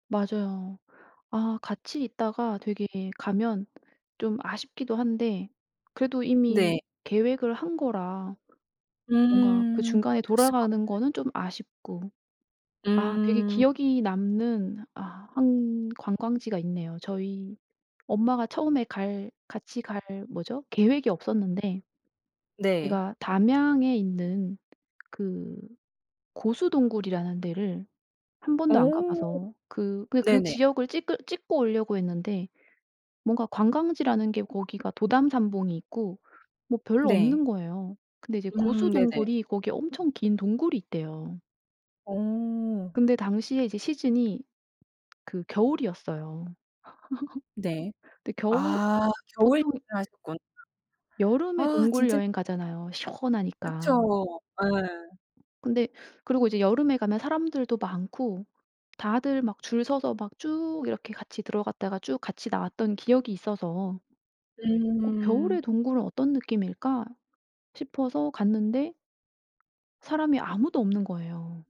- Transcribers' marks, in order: other background noise; tapping; laugh
- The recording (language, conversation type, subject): Korean, podcast, 혼자 여행할 때 외로움은 어떻게 달래세요?